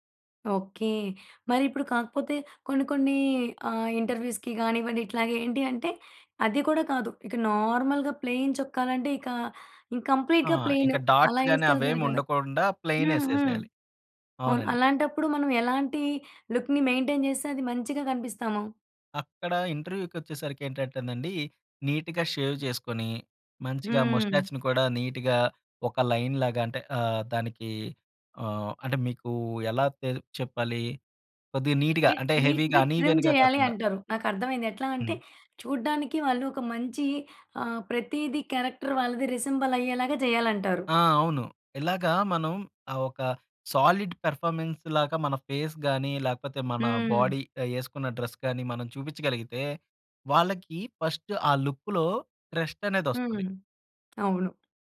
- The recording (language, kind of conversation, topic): Telugu, podcast, సాధారణ రూపాన్ని మీరు ఎందుకు ఎంచుకుంటారు?
- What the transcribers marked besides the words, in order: in English: "ఇంటర్వ్యూ‌స్‌కి"; in English: "ప్లేన్"; in English: "కంప్లీట్‌గాప్లేన్"; in English: "డాట్స్"; in English: "ప్లెయిన్"; in English: "లుక్‌ని మెయింటెయిన్"; in English: "నీట్‌గా షేవ్"; in English: "మొస్టాచ్‌ని"; in English: "నీట్‌గా"; in English: "లైన్"; in English: "నీట్‌గా"; other background noise; in English: "హెవీ‌గా అన్‌ఇవెన్‌గా"; in English: "నీట్‌గా ట్రిమ్"; in English: "క్యారెక్టర్"; in English: "రిసెం‌బల్"; in English: "సాలిడ్ పెర్ఫార్మన్స్"; in English: "ఫేస్"; in English: "బాడీ"; in English: "డ్రెస్"; in English: "ఫస్ట్"; in English: "లుక్‌లో ట్రస్ట్"; tapping